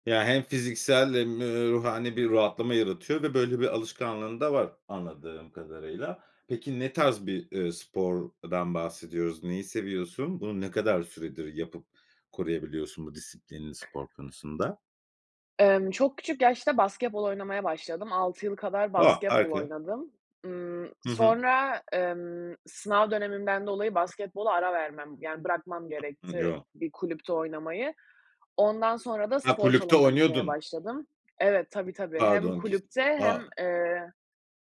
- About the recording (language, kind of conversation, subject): Turkish, podcast, Motivasyonunu uzun vadede nasıl koruyorsun ve kaybettiğinde ne yapıyorsun?
- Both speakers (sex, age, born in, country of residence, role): female, 18-19, Turkey, Germany, guest; male, 35-39, Turkey, Spain, host
- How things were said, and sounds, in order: other background noise; unintelligible speech; tapping